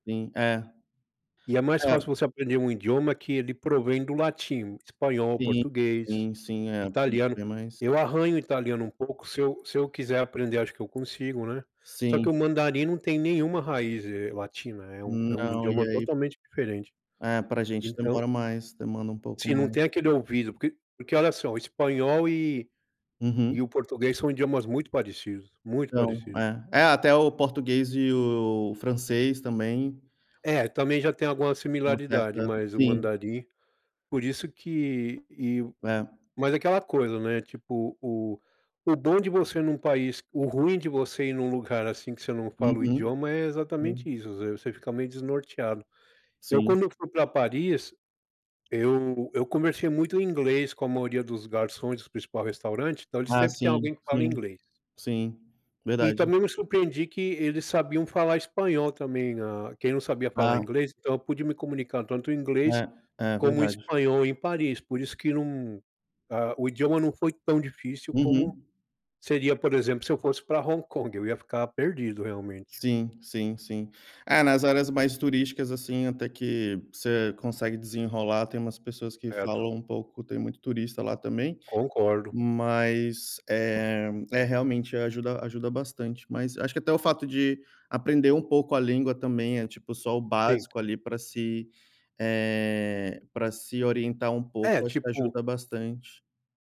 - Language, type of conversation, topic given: Portuguese, unstructured, Qual foi a viagem mais inesquecível que você já fez?
- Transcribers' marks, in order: "idioma" said as "indioma"; unintelligible speech; "idioma" said as "indioma"; "idiomas" said as "indiomas"; tapping